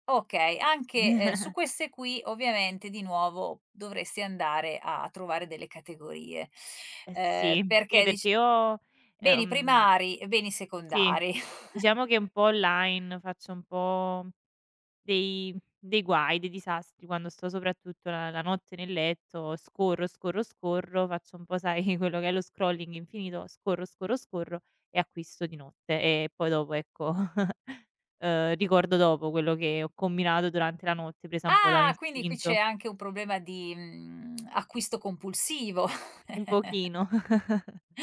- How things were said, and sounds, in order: chuckle; chuckle; other background noise; chuckle; in English: "scrolling"; chuckle; surprised: "Ah!"; tsk; chuckle
- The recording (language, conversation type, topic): Italian, advice, Perché continuo a sforare il budget mensile senza capire dove finiscano i miei soldi?